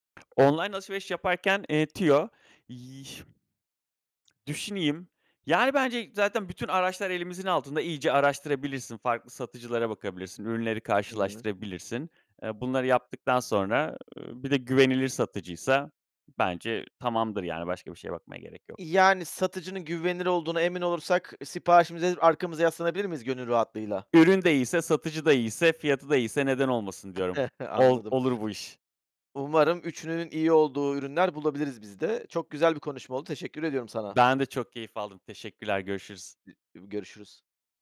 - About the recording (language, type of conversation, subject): Turkish, podcast, Online alışveriş yaparken nelere dikkat ediyorsun?
- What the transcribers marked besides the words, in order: other background noise; chuckle